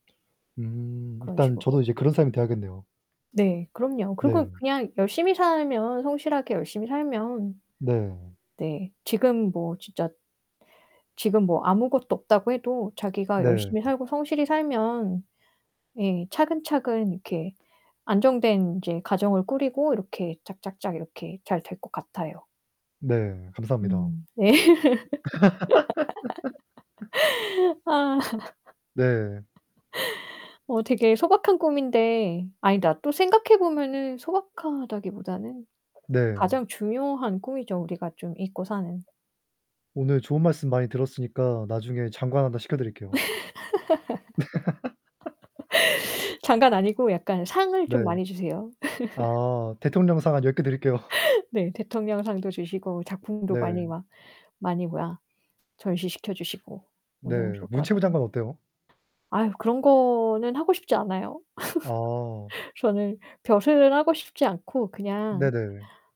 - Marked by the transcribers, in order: other background noise; distorted speech; laugh; laughing while speaking: "예"; laugh; laugh; laugh; laugh
- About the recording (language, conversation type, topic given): Korean, unstructured, 미래에 어떤 꿈을 이루고 싶으신가요?